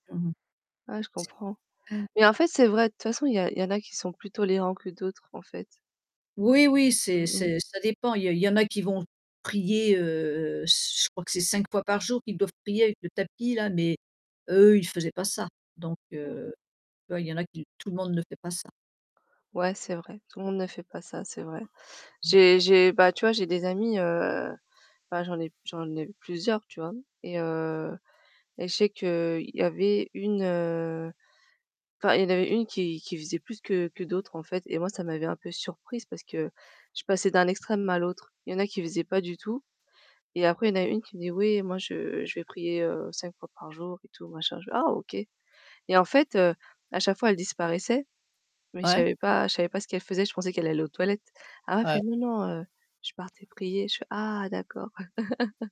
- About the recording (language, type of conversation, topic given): French, unstructured, Quel plat te rend toujours heureux quand tu le manges ?
- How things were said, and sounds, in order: other background noise; other noise; distorted speech; laugh